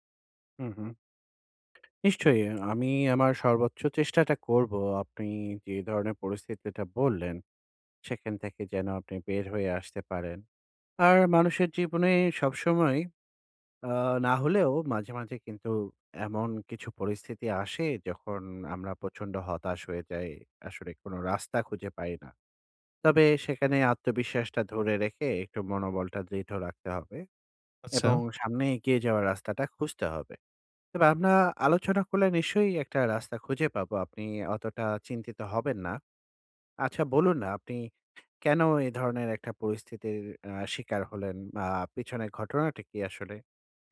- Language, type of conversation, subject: Bengali, advice, আমি কীভাবে আয় বাড়লেও দীর্ঘমেয়াদে সঞ্চয় বজায় রাখতে পারি?
- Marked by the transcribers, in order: tapping; "প্রচণ্ড" said as "পোচন্ড"